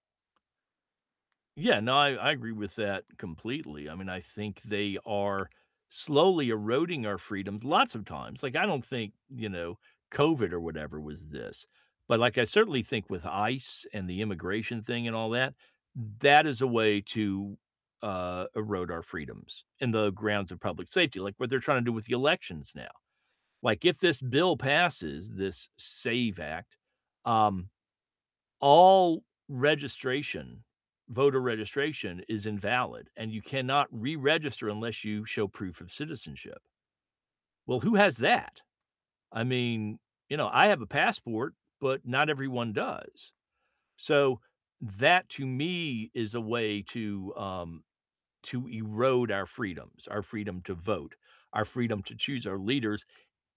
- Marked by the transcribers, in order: tapping; stressed: "lots"
- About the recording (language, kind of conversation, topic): English, unstructured, How should leaders balance public safety and personal freedom?
- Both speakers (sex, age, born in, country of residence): female, 20-24, United States, United States; male, 65-69, United States, United States